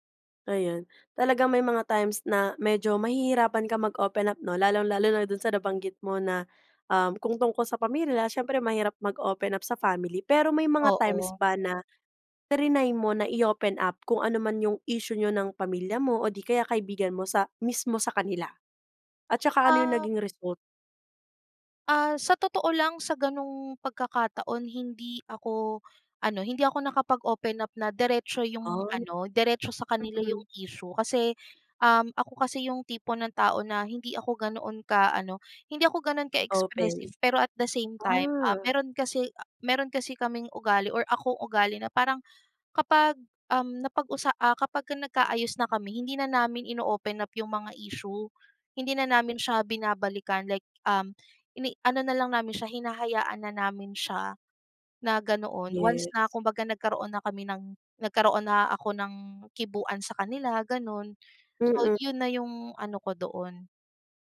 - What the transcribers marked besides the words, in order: other background noise
- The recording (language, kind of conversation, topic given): Filipino, podcast, Ano ang papel ng pamilya o mga kaibigan sa iyong kalusugan at kabutihang-pangkalahatan?